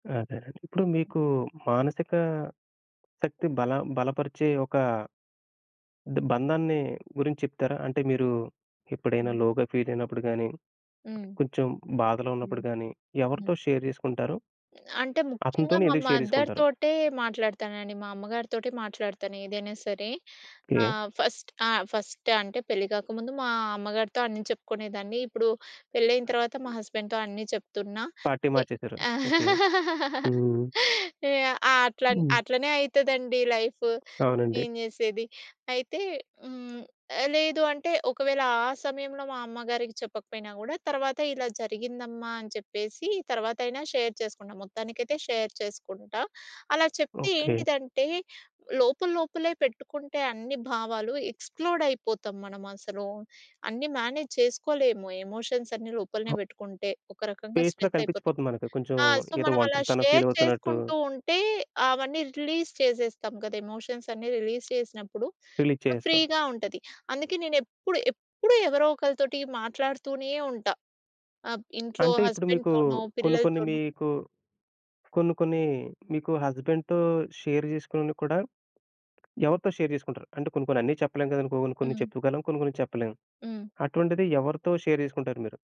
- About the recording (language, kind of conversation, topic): Telugu, podcast, స్నేహితులు, కుటుంబంతో ఉన్న సంబంధాలు మన ఆరోగ్యంపై ఎలా ప్రభావం చూపుతాయి?
- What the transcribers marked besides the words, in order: in English: "లోగా ఫీల్"; tapping; in English: "షేర్"; other background noise; in English: "షేర్"; in English: "మదర్"; in English: "ఫస్ట్"; in English: "ఫస్ట్"; in English: "హస్బెండ్‌తో"; in English: "పార్టీ"; laugh; in English: "లైఫ్"; in English: "షేర్"; in English: "షేర్"; in English: "ఎక్స్ ప్లోడ్"; in English: "మేనేజ్"; in English: "ఎమోషన్స్"; other noise; in English: "స్ట్రెస్"; in English: "ఫేస్‌లో"; in English: "సో"; in English: "ఫీల్"; in English: "రిలీజ్"; in English: "ఎమోషన్స్"; in English: "రిలీజ్"; in English: "రిలీజ్"; in English: "ఫ్రీగా"; in English: "హస్బాండ్‌తో షేర్"; in English: "షేర్"; in English: "షేర్"